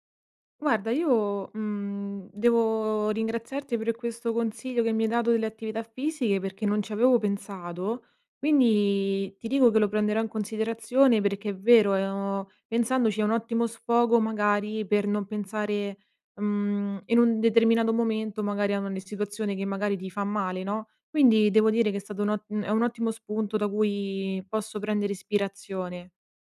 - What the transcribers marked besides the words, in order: none
- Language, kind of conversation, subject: Italian, advice, Dovrei restare amico del mio ex?